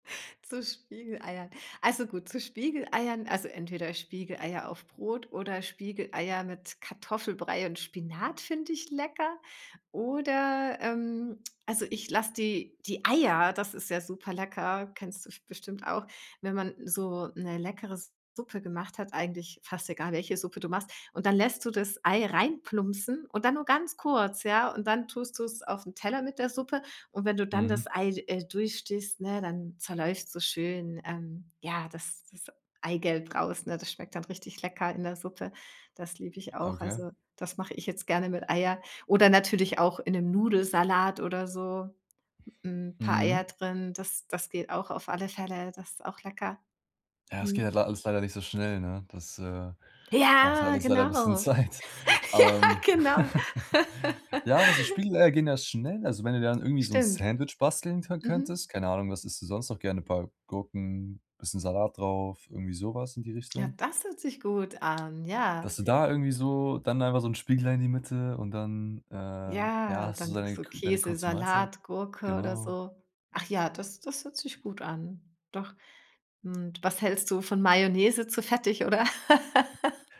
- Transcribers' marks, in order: laughing while speaking: "Zeit"; laughing while speaking: "Ja, genau"; chuckle; laugh
- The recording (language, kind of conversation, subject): German, advice, Wie finde ich schnelle und einfache Abendessen für die ganze Woche?